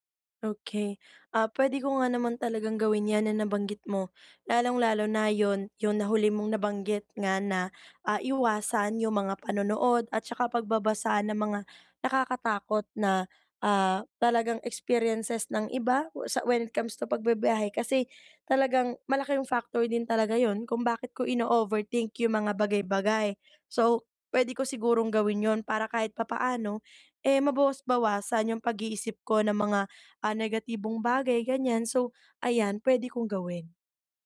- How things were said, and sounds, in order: none
- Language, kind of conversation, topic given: Filipino, advice, Paano ko mababawasan ang kaba at takot ko kapag nagbibiyahe?